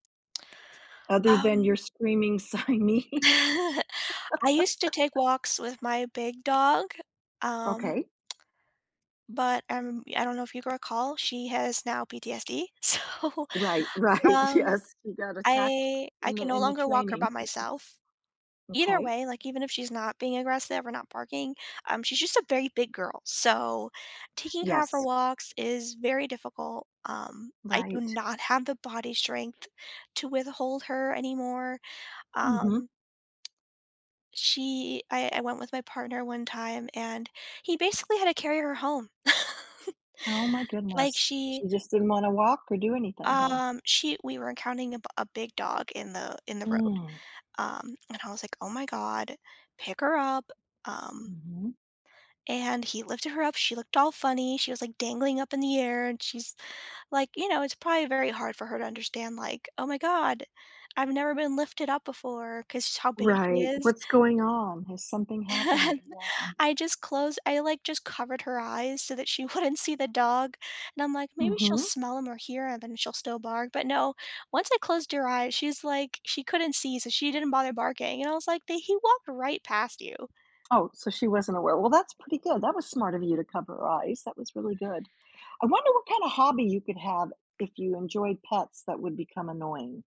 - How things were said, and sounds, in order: chuckle; laughing while speaking: "Siamese"; laugh; tapping; laughing while speaking: "so"; laughing while speaking: "right, yes"; other background noise; chuckle; laugh; laughing while speaking: "And"; laughing while speaking: "wouldn't"
- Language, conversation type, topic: English, unstructured, How do you know when it’s time to let go of a hobby you once enjoyed?
- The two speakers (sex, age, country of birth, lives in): female, 20-24, United States, United States; female, 70-74, Puerto Rico, United States